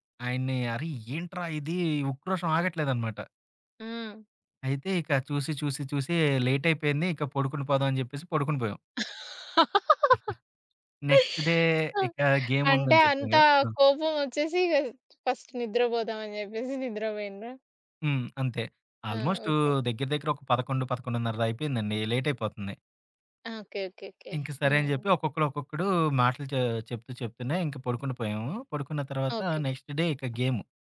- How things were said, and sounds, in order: laugh; giggle; in English: "నెక్స్ట్ డే"; other background noise; in English: "ఫస్ట్"; tapping; in English: "నెక్స్ట్ డే"
- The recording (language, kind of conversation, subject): Telugu, podcast, మీరు మీ టీమ్‌లో విశ్వాసాన్ని ఎలా పెంచుతారు?